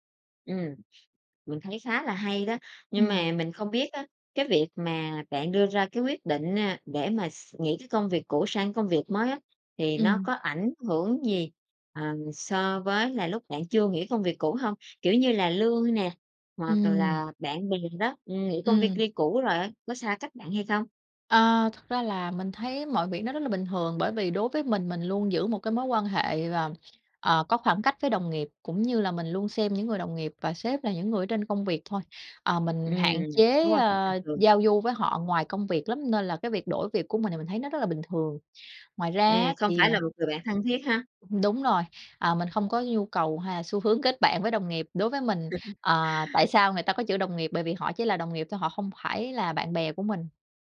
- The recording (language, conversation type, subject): Vietnamese, podcast, Bạn cân bằng giữa gia đình và công việc ra sao khi phải đưa ra lựa chọn?
- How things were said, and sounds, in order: tapping; chuckle